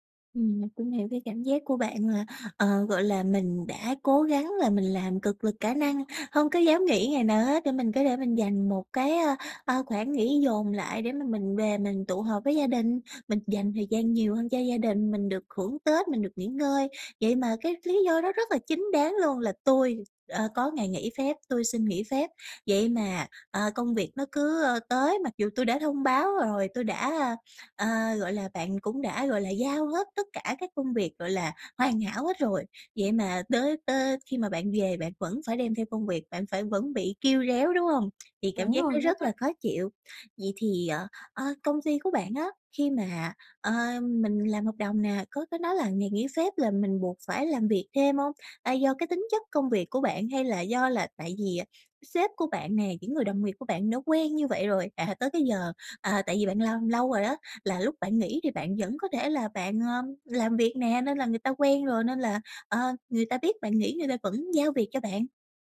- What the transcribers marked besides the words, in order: tapping; other background noise; tsk
- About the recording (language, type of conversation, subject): Vietnamese, advice, Làm sao để giữ ranh giới công việc khi nghỉ phép?
- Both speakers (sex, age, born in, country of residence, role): female, 20-24, Vietnam, Vietnam, advisor; female, 35-39, Vietnam, Vietnam, user